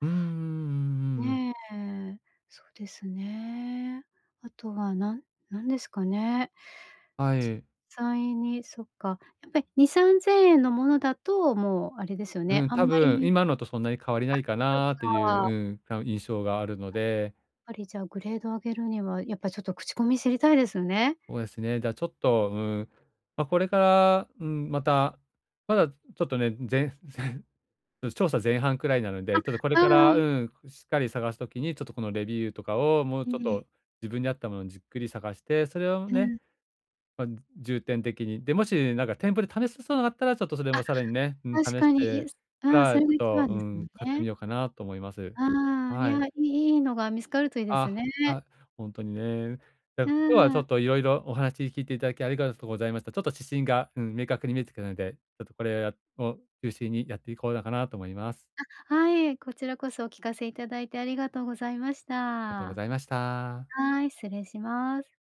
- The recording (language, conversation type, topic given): Japanese, advice, 予算に合った賢い買い物術
- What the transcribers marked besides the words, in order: other background noise